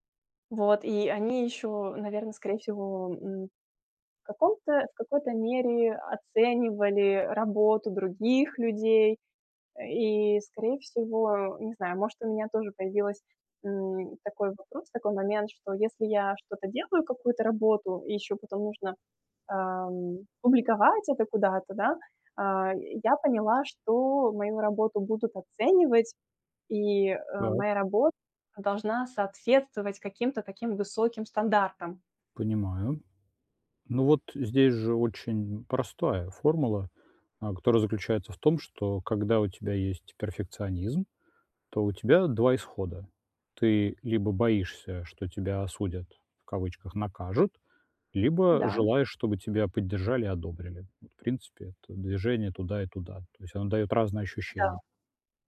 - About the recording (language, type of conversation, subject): Russian, advice, Как мне управлять стрессом, не борясь с эмоциями?
- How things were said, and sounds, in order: none